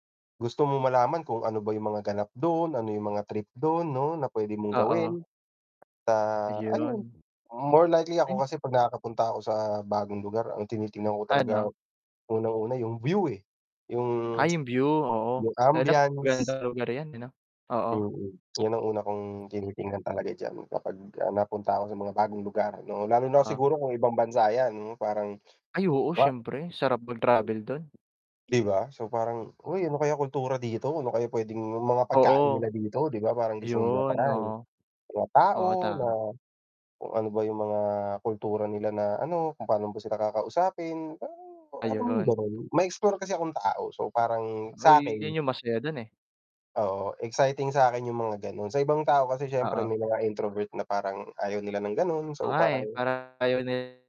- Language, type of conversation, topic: Filipino, unstructured, Ano ang pakiramdam mo kapag nakakarating ka sa bagong lugar?
- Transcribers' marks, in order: static; distorted speech; tsk; tapping; unintelligible speech; other background noise